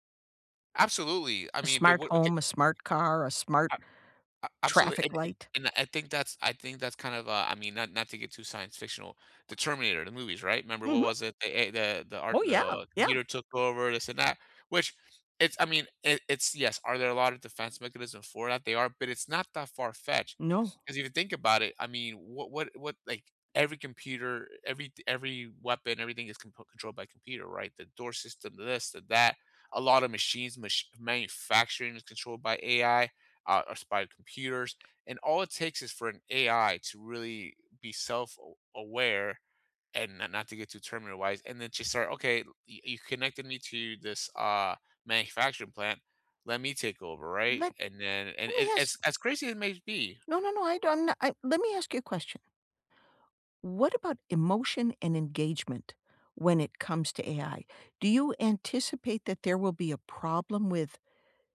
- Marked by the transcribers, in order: tapping; other background noise
- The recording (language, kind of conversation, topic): English, unstructured, What is your favorite invention, and why?